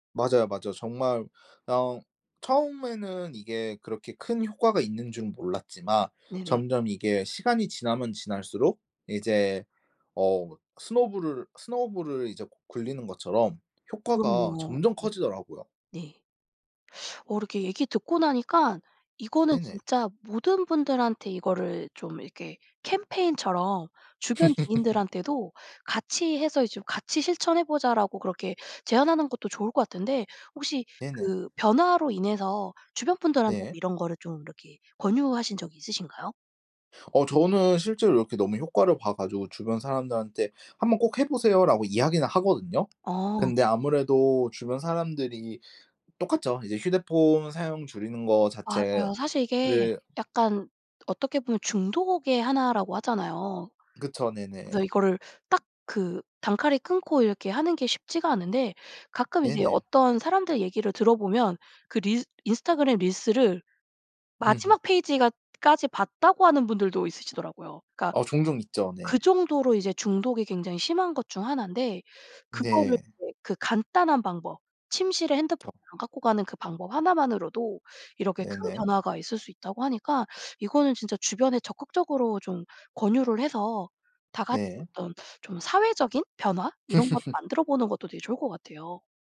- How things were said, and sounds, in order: teeth sucking; other background noise; laugh; tapping; unintelligible speech; laugh
- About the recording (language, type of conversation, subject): Korean, podcast, 한 가지 습관이 삶을 바꾼 적이 있나요?
- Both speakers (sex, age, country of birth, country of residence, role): female, 40-44, South Korea, United States, host; male, 25-29, South Korea, Japan, guest